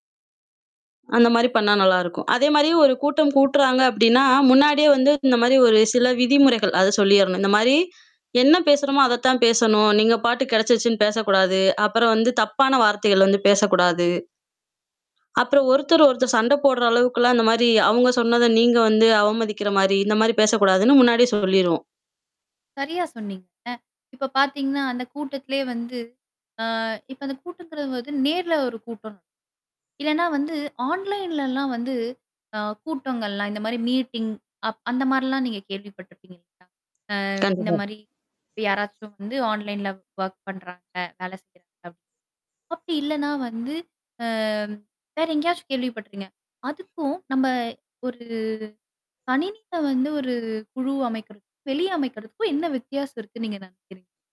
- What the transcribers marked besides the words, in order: other background noise; tapping; horn; mechanical hum; static; in English: "மீட்டிங்"; distorted speech; unintelligible speech; drawn out: "ஆ"
- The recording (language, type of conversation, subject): Tamil, podcast, கூட்டத்தில் யாரும் பேசாமல் அமைதியாக இருந்தால், அனைவரையும் எப்படி ஈடுபடுத்துவீர்கள்?